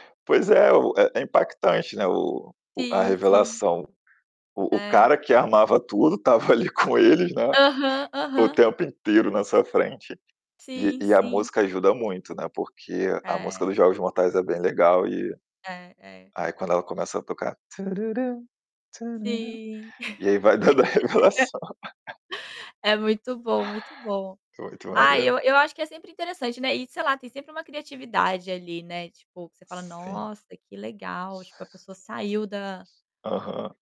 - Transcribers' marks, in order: laughing while speaking: "tava, ali, com eles, né"; static; laugh; humming a tune; laughing while speaking: "e aí vai dando a revelação"; laugh; tapping
- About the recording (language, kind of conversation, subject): Portuguese, unstructured, O que é mais surpreendente: uma revelação num filme ou uma reviravolta num livro?